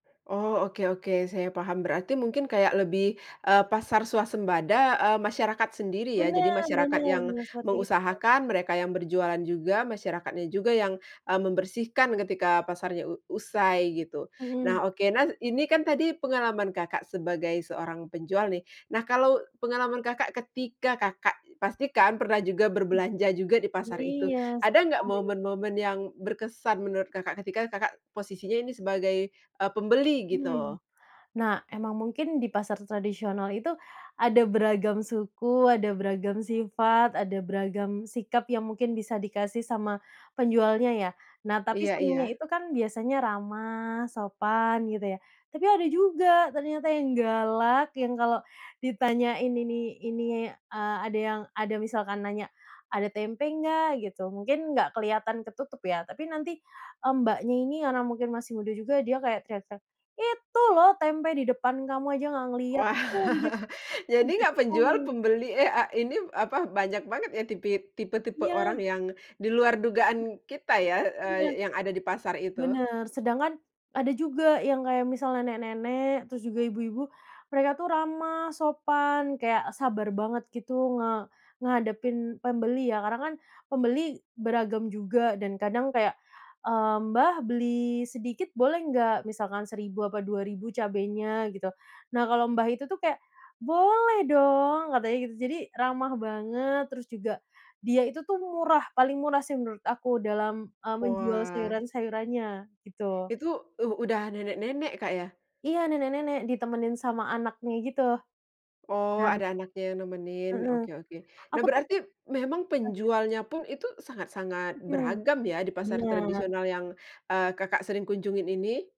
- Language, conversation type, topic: Indonesian, podcast, Ceritakan momen paling berkesan yang pernah kamu alami di pasar tradisional?
- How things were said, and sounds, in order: other background noise; chuckle